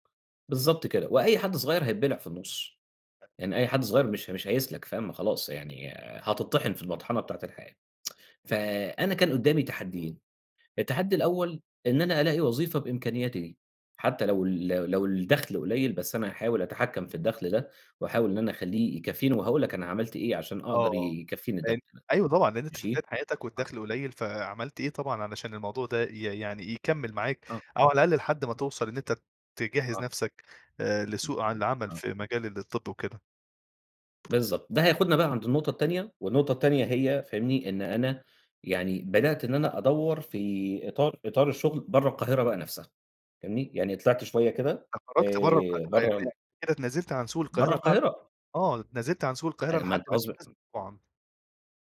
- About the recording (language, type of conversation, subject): Arabic, podcast, إزاي قدرت تحافظ على دخلك خلال فترة الانتقال اللي كنت بتمرّ بيها؟
- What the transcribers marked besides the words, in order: tsk; tapping; unintelligible speech; unintelligible speech